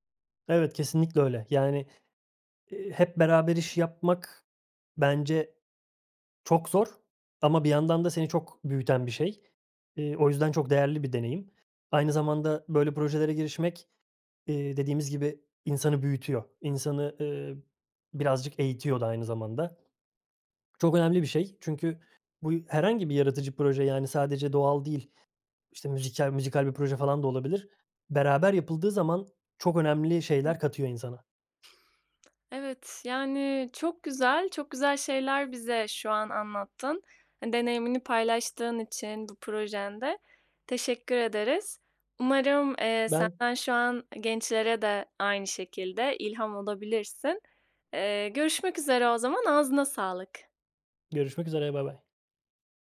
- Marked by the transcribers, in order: other background noise
- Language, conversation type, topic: Turkish, podcast, En sevdiğin yaratıcı projen neydi ve hikâyesini anlatır mısın?